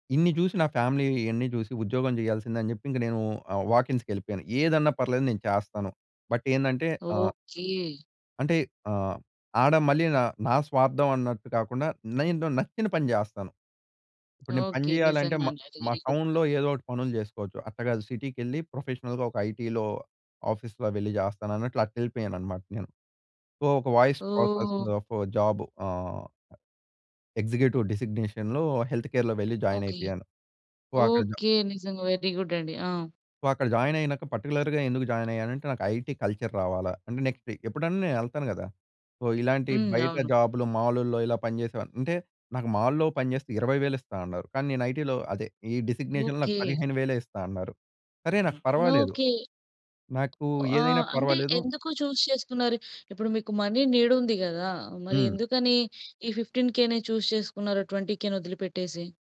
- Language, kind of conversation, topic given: Telugu, podcast, మీ కొత్త ఉద్యోగం మొదటి రోజు మీకు ఎలా అనిపించింది?
- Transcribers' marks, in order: in English: "ఫ్యామిలీ"; in English: "వాకీన్స్‌కి"; in English: "బట్"; in English: "టౌన్‌లో"; in English: "వెరీ గుడ్"; in English: "ప్రొఫెషనల్‌గా"; in English: "ఐటీ‌లో, ఆఫీస్‌లో"; in English: "సో"; in English: "వాయిస్ ప్రాసెస్ ఆఫ్ జాబ్"; other noise; in English: "ఎగ్జిక్యూటివ్ డిజిగ్నేషన్‌లో, హెల్త్ కేర్‌లో"; in English: "జాయిన్"; in English: "సో"; in English: "వెరీ గుడ్"; in English: "సో"; in English: "జాయిన్"; in English: "పార్టిక్యులర్‌గా"; in English: "జాయిన్"; in English: "ఐటీ కల్చర్"; in English: "సో"; in English: "మాల్‌లో"; in English: "ఐటీ‌లో"; tapping; in English: "డిజిగ్నేషన్‌లో"; in English: "చూస్"; in English: "మనీ నీడ్"